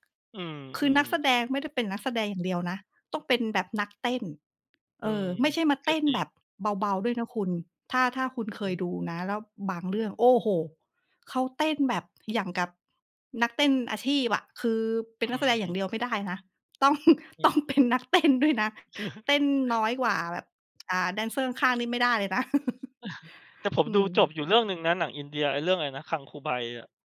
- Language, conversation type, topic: Thai, unstructured, ภาพยนตร์เรื่องโปรดของคุณสอนอะไรคุณบ้าง?
- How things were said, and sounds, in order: chuckle; laughing while speaking: "ต้องเป็นนักเต้นด้วยนะ"; chuckle; other background noise; chuckle